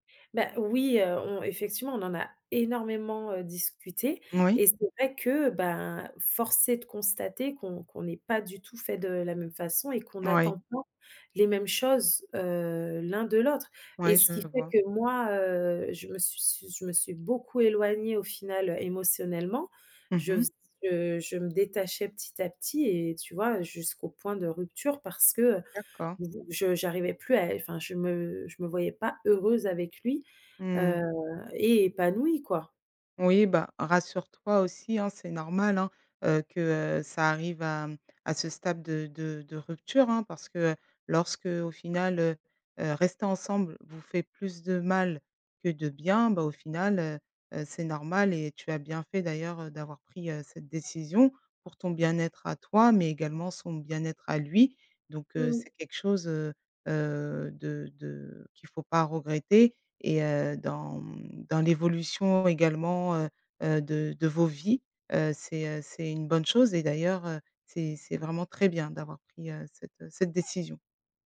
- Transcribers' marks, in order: stressed: "pas"; stressed: "heureuse"
- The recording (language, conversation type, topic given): French, advice, Pourquoi envisagez-vous de quitter une relation stable mais non épanouissante ?